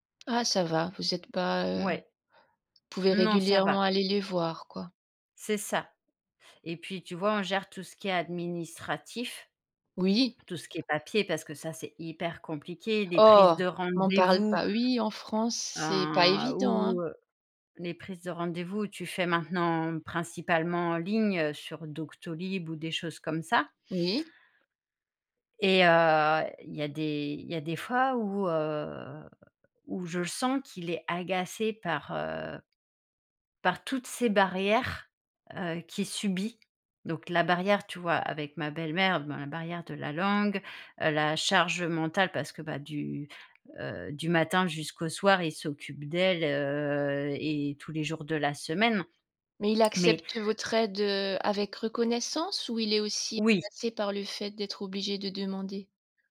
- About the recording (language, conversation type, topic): French, advice, Comment prenez-vous soin d’un parent âgé au quotidien ?
- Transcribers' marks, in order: tapping; drawn out: "heu"